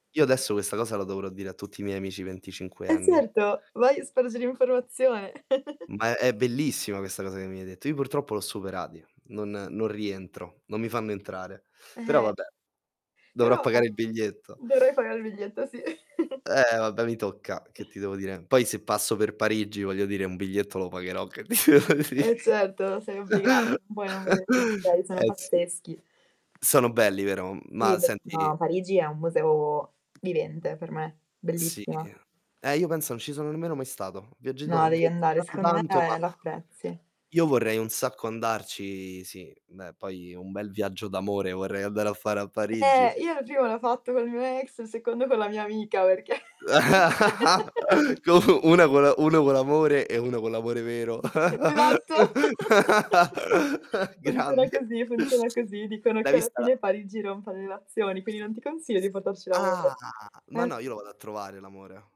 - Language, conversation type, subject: Italian, unstructured, Qual è il valore dell’arte nella società di oggi?
- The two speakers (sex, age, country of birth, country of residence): female, 20-24, Italy, Italy; male, 25-29, Italy, Italy
- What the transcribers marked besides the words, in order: joyful: "Eh, certo, vai a spargere informazione"; distorted speech; chuckle; drawn out: "Eh"; other background noise; "dovrai" said as "dorai"; laughing while speaking: "sì"; chuckle; static; mechanical hum; laughing while speaking: "che ti devo dì"; tapping; drawn out: "museo"; chuckle; "Viaggiato" said as "viagito"; drawn out: "me"; drawn out: "andarci"; laughing while speaking: "vorrei andare a fare a Parigi"; laugh; laughing while speaking: "Co una co' la una … l'amore vero. Grande"; laughing while speaking: "perché"; laughing while speaking: "edatto"; "Esatto" said as "edatto"; chuckle; laugh; chuckle; "relazioni" said as "elazioni"; drawn out: "Ah"